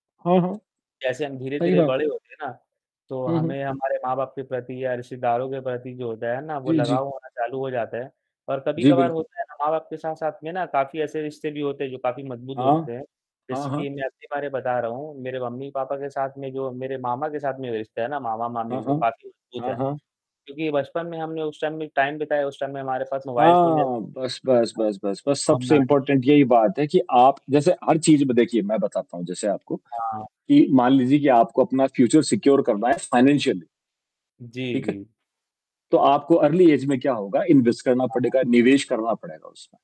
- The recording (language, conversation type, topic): Hindi, unstructured, आप दूसरों के साथ अपने रिश्तों को कैसे मजबूत करते हैं?
- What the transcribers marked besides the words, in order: static; distorted speech; in English: "टाइम"; in English: "टाइम"; in English: "टाइम"; in English: "इम्पोर्टेंट"; in English: "फ्यूचर सिक्योर"; in English: "फाइनेंशियली"; in English: "अर्ली एज"; in English: "इन्वेस्ट"